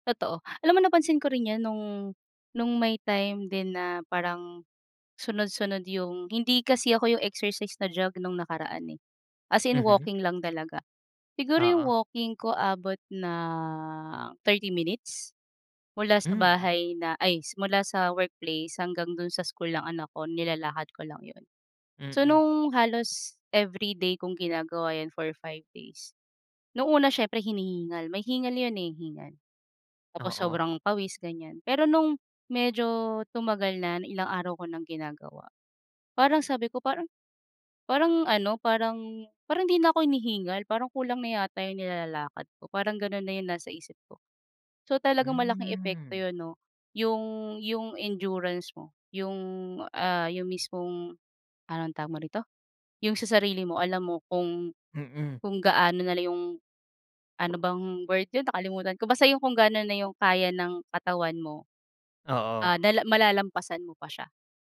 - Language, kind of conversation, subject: Filipino, unstructured, Bakit sa tingin mo maraming tao ang nahihirapang mag-ehersisyo araw-araw?
- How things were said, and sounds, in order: none